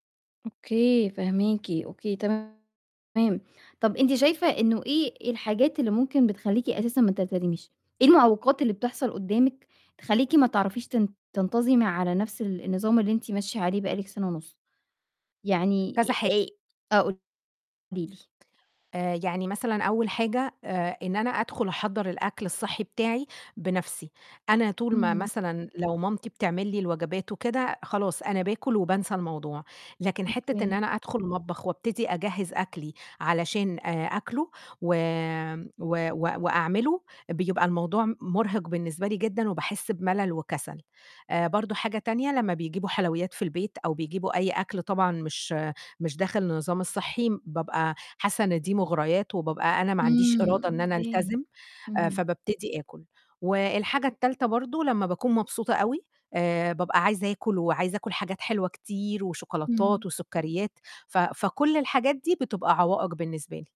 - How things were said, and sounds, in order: distorted speech; other background noise
- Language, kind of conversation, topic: Arabic, advice, إيه اللي بيصعّب عليك إنك تلتزم بنظام أكل صحي لفترة طويلة؟